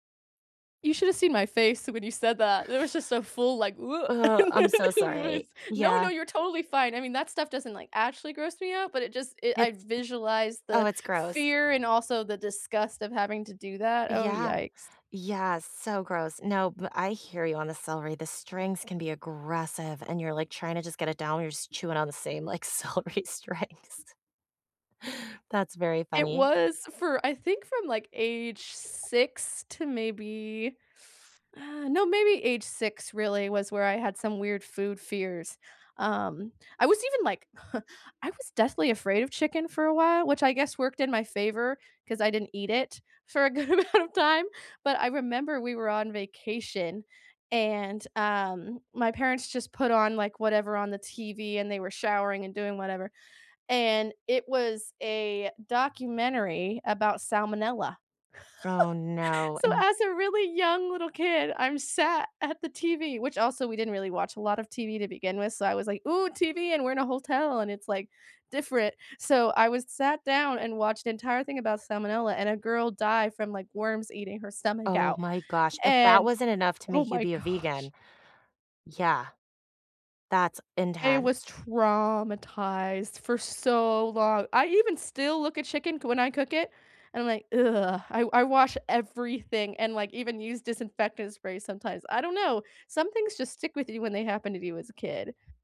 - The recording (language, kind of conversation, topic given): English, unstructured, What food-related memory from your childhood stands out the most?
- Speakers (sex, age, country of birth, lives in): female, 20-24, United States, United States; female, 35-39, United States, United States
- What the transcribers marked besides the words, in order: laughing while speaking: "on my face"; tapping; laughing while speaking: "like, celery strings"; chuckle; laughing while speaking: "for a good amount of time"; laugh